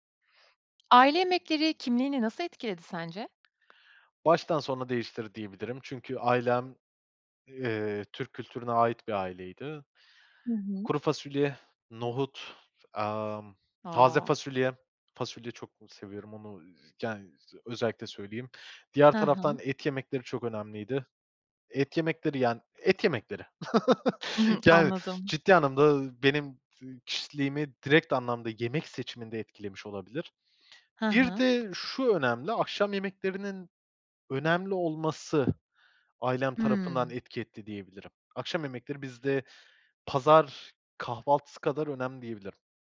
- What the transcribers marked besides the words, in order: other background noise; chuckle; tapping
- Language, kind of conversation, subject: Turkish, podcast, Aile yemekleri kimliğini nasıl etkiledi sence?